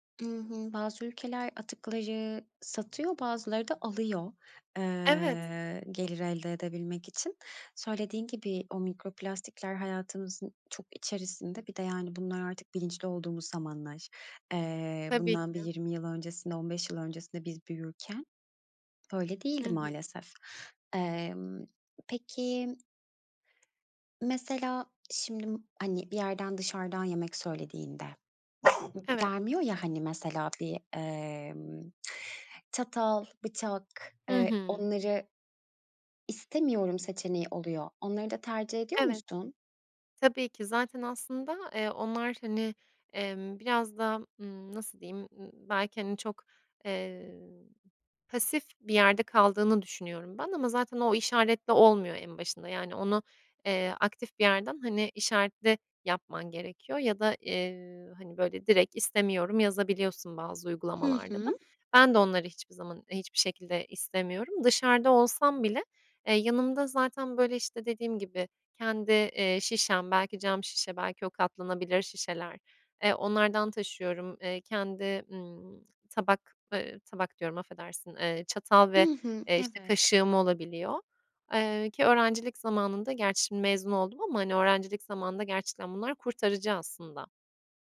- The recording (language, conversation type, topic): Turkish, podcast, Plastik atıkları azaltmak için neler önerirsiniz?
- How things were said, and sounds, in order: other background noise; dog barking; tapping; other noise